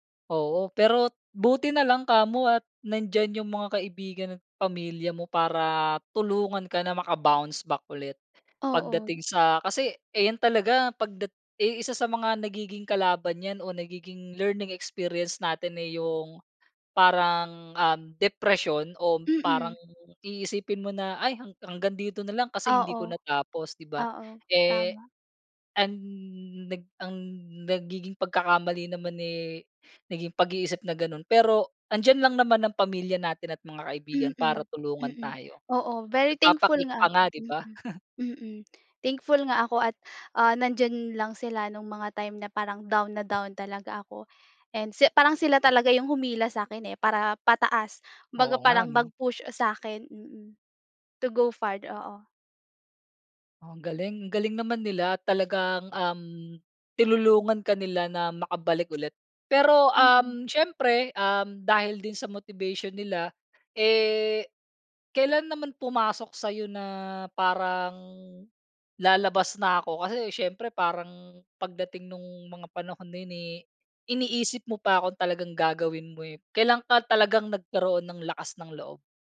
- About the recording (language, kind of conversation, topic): Filipino, podcast, Ano ang pinaka-memorable na learning experience mo at bakit?
- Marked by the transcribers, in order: "pero" said as "pero't"; in English: "maka-bounce back"; in English: "learning experience"; tapping; chuckle; other background noise; in English: "to go far"